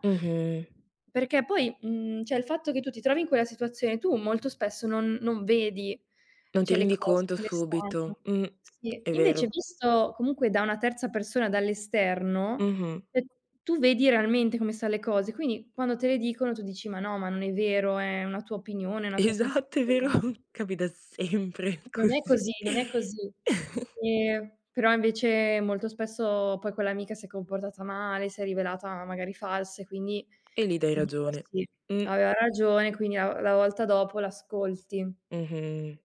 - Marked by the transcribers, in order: "cioè" said as "ceh"; tapping; other background noise; laughing while speaking: "Esatto, è vero!"; chuckle; laughing while speaking: "così!"
- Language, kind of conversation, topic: Italian, podcast, Come fai a non farti prendere dall’ansia quando devi prendere una decisione?